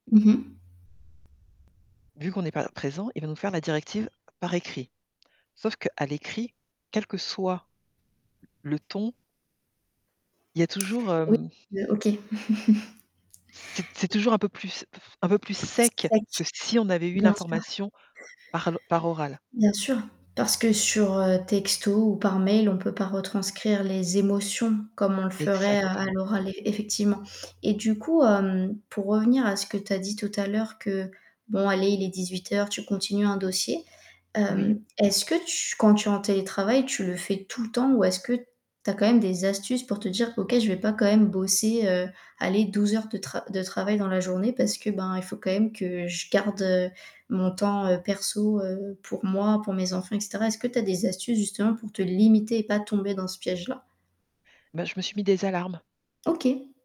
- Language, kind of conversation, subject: French, podcast, Comment s’est passée ton expérience du télétravail, avec ses bons et ses mauvais côtés ?
- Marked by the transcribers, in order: static; distorted speech; other background noise; tapping; tongue click; chuckle; mechanical hum